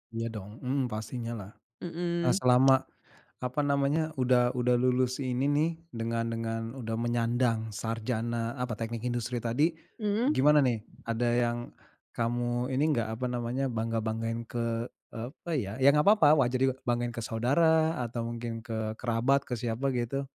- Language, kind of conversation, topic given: Indonesian, podcast, Kapan kamu merasa sangat bangga pada diri sendiri?
- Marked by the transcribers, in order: tapping; other background noise